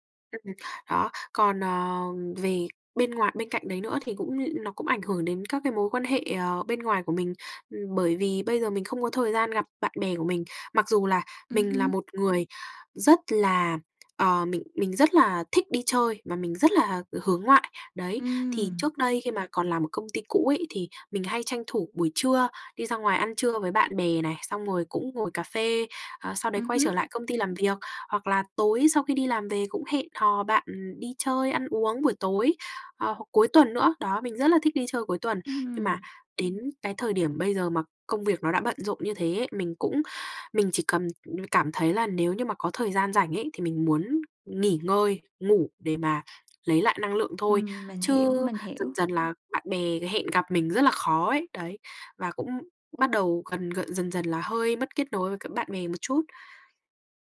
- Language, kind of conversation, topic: Vietnamese, advice, Vì sao tôi thường cảm thấy cạn kiệt năng lượng sau giờ làm và mất hứng thú với các hoạt động thường ngày?
- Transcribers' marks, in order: tapping